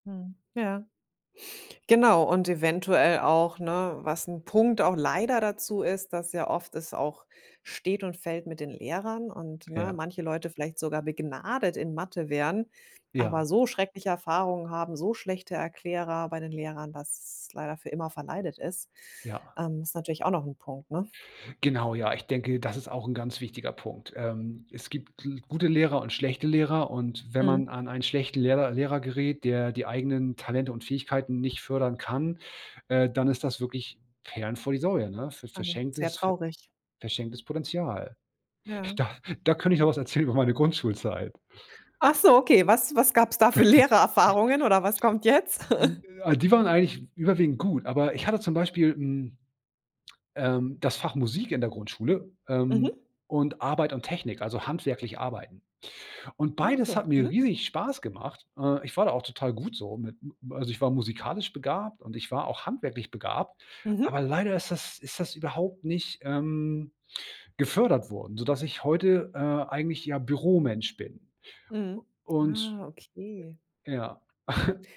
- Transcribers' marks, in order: stressed: "begnadet"; other background noise; laughing while speaking: "Da"; joyful: "über meine Grundschulzeit"; chuckle; laughing while speaking: "Lehrererfahrungen"; chuckle; chuckle
- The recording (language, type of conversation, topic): German, podcast, Was ist die wichtigste Lektion, die du deinem jüngeren Ich mitgeben würdest?